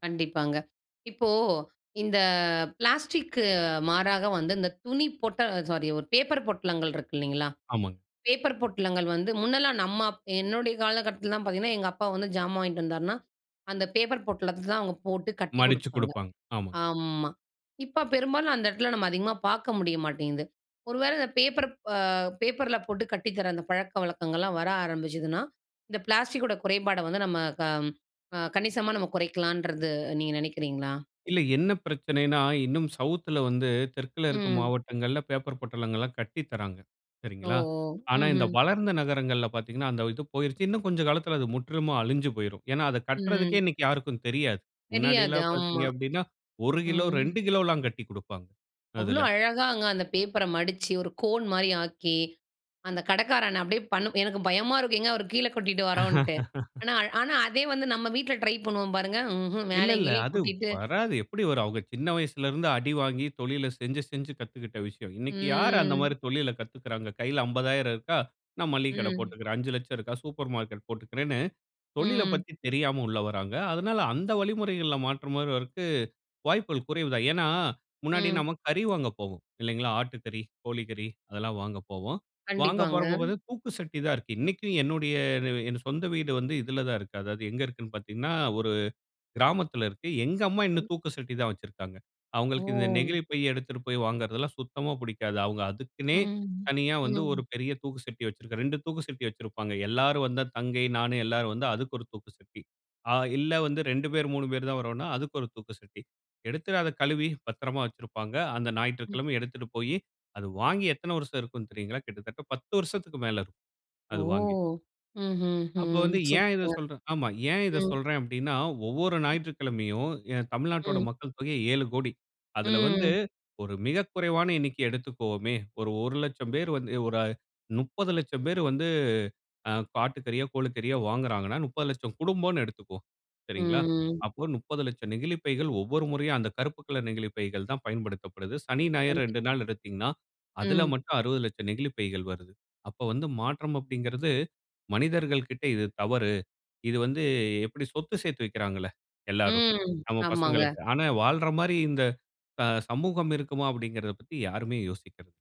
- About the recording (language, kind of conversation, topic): Tamil, podcast, பிளாஸ்டிக் பயன்பாட்டை தினசரி எப்படி குறைக்கலாம்?
- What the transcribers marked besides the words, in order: in English: "சவுத்"; laugh; tapping; unintelligible speech; drawn out: "ஓ!"; drawn out: "ம்"